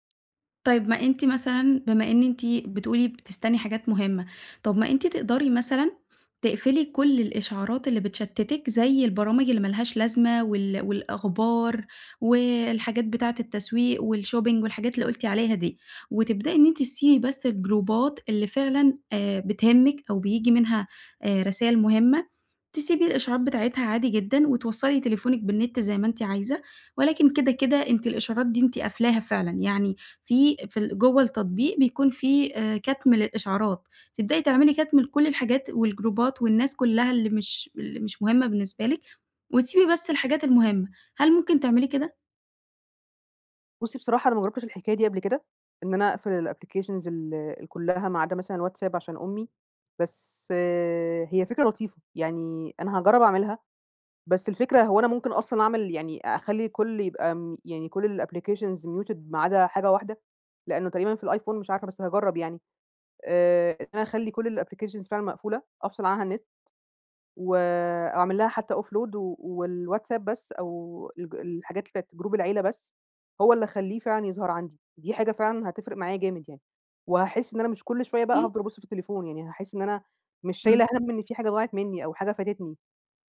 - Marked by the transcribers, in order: in English: "الshopping"; in English: "الapplications"; in English: "الapplications muted"; in English: "applications"; in English: "offload"; tapping
- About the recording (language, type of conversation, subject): Arabic, advice, إزاي إشعارات الموبايل بتخلّيك تتشتّت وإنت شغال؟